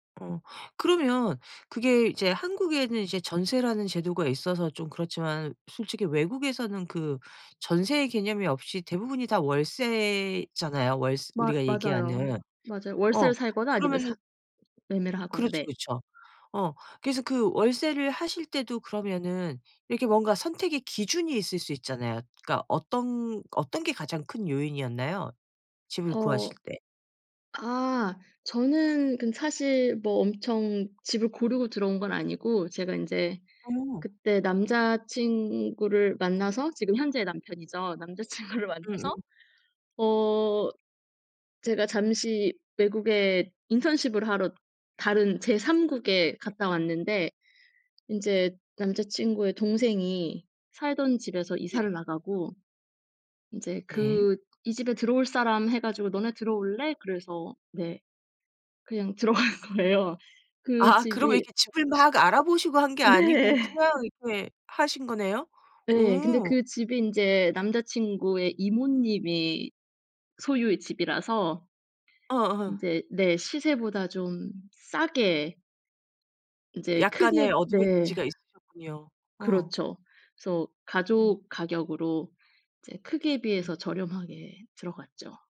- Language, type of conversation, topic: Korean, podcast, 전세·월세·매매 중 무엇을 선택하셨고, 그 이유는 무엇인가요?
- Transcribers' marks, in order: tapping; background speech; other background noise; laughing while speaking: "남자친구를"; laughing while speaking: "들어간 거예요"; laughing while speaking: "네"; in English: "어드밴티지가"